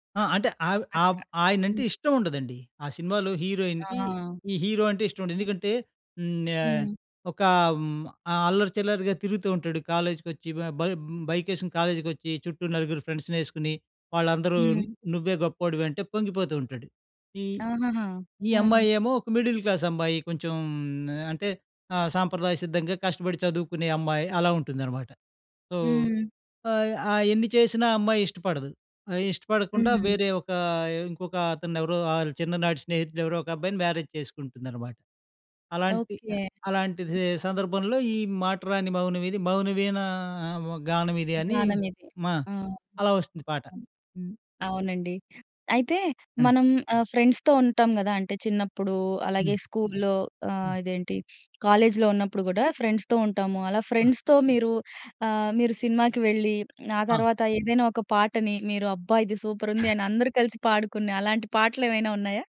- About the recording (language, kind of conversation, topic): Telugu, podcast, ఒక పాట వింటే మీ చిన్నప్పటి జ్ఞాపకాలు గుర్తుకు వస్తాయా?
- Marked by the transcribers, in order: other background noise; in English: "బైక్"; tapping; in English: "మిడిల్ క్లాస్"; in English: "సో"; in English: "మ్యారేజ్"; in English: "ఫ్రెండ్స్‌తో"; in English: "స్కూల్‍లో"; in English: "ఫ్రెండ్స్‌తో"; in English: "ఫ్రెండ్స్‌తో"